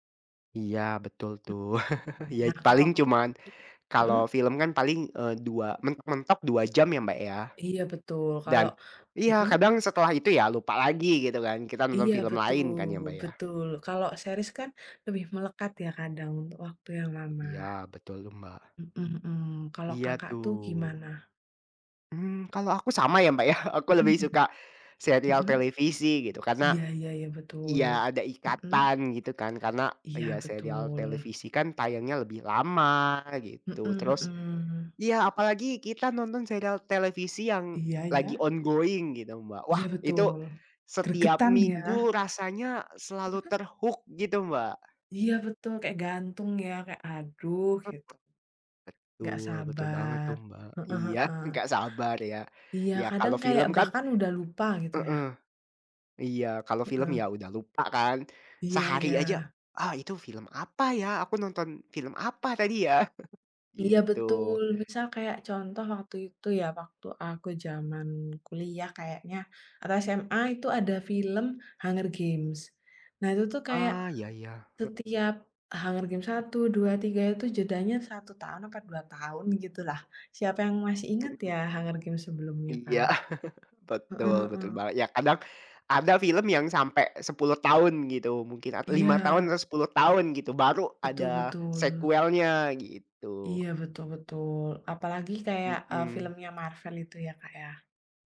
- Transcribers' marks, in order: chuckle; other background noise; tapping; laughing while speaking: "yah"; in English: "ongoing"; in English: "ter-hook"; laughing while speaking: "nggak"; chuckle; chuckle
- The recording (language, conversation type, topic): Indonesian, unstructured, Apa yang lebih Anda nikmati: menonton serial televisi atau film?